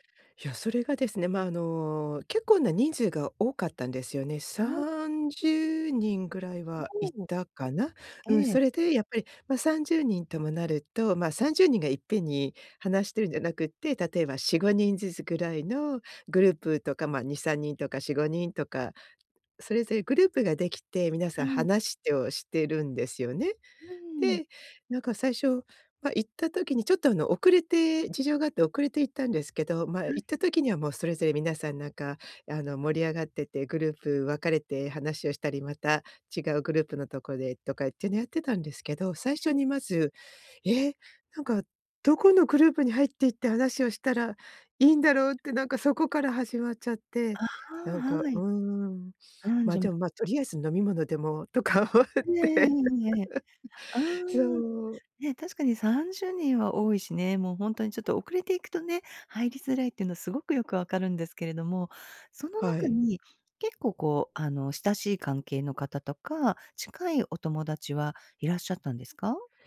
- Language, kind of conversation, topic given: Japanese, advice, 友人の集まりで孤立感を感じて話に入れないとき、どうすればいいですか？
- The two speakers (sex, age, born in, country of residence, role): female, 55-59, Japan, United States, advisor; female, 55-59, Japan, United States, user
- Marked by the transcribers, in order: laughing while speaking: "とか思って"; laugh